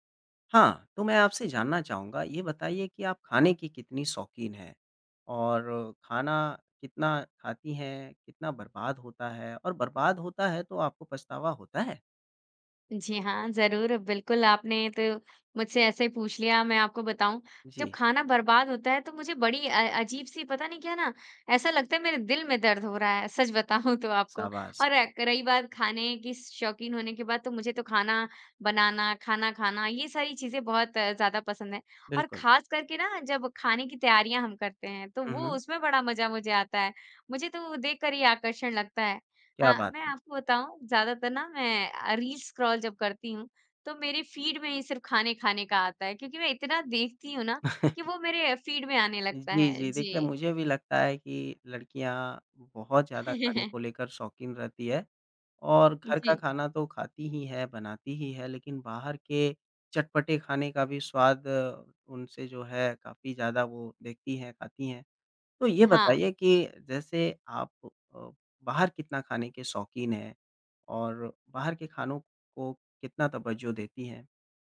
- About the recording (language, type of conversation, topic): Hindi, podcast, रोज़मर्रा की जिंदगी में खाद्य अपशिष्ट कैसे कम किया जा सकता है?
- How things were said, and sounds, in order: laughing while speaking: "बताऊँ"; in English: "स्क्रोल"; in English: "फ़ीड"; chuckle; in English: "फ़ीड"; laugh